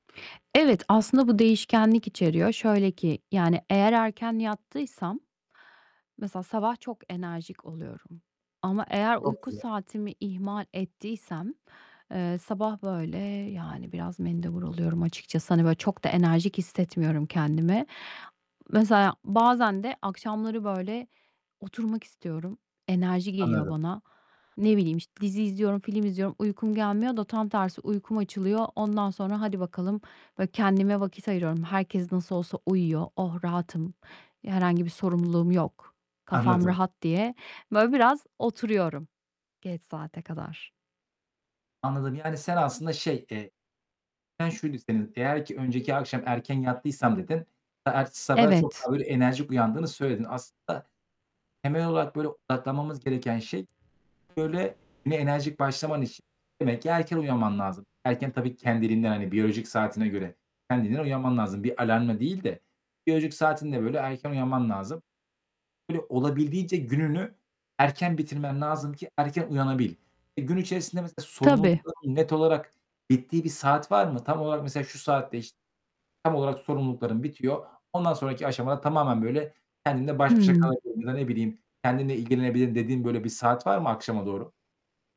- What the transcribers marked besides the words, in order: static; distorted speech; tapping; unintelligible speech; other background noise
- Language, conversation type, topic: Turkish, advice, Güne nasıl daha enerjik başlayabilir ve günümü nasıl daha verimli kılabilirim?
- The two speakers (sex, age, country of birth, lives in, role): female, 40-44, Turkey, United States, user; male, 25-29, Turkey, Bulgaria, advisor